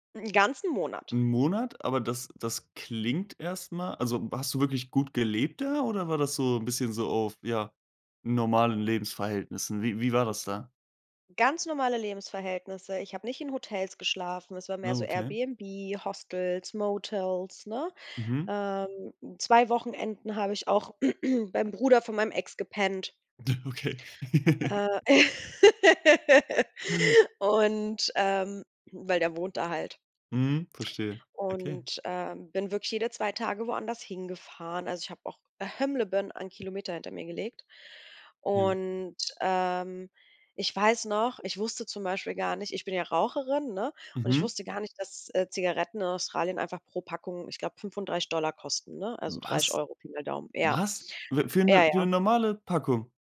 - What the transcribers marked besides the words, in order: other background noise; throat clearing; laughing while speaking: "Ja, okay"; chuckle; laugh; unintelligible speech; tapping
- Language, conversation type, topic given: German, podcast, Was bedeutet „weniger besitzen, mehr erleben“ ganz konkret für dich?